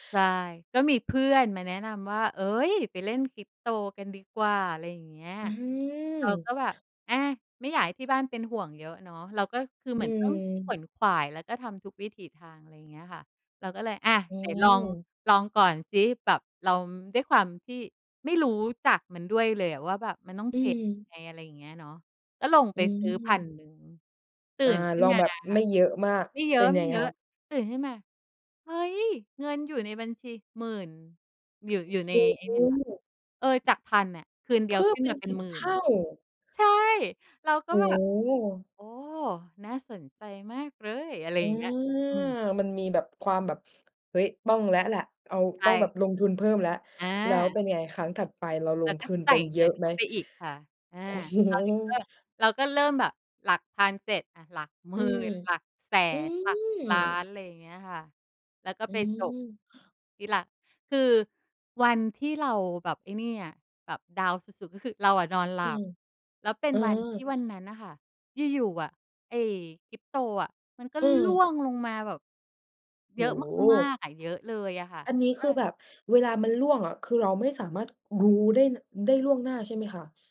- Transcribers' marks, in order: tapping; "ทุน" said as "พืน"; other background noise
- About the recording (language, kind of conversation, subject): Thai, podcast, ความทรงจำในครอบครัวที่ทำให้คุณรู้สึกอบอุ่นใจที่สุดคืออะไร?